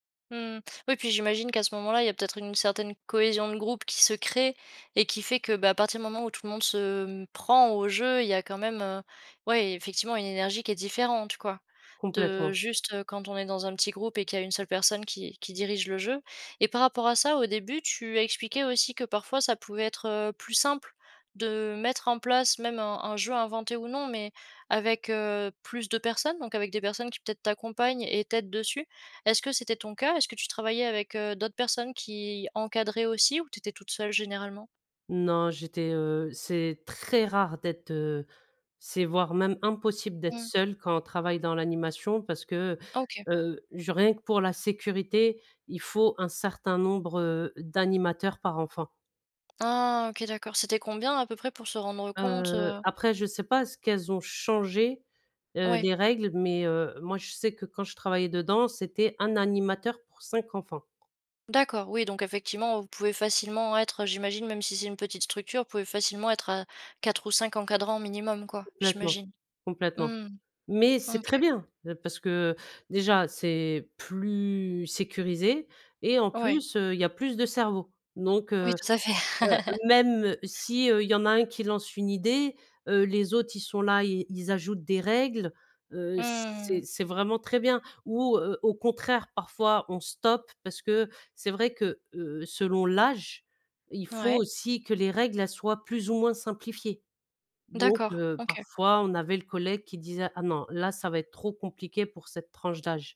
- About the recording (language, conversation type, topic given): French, podcast, Comment fais-tu pour inventer des jeux avec peu de moyens ?
- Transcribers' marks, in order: stressed: "très"; stressed: "seule"; other background noise; stressed: "changé"; laugh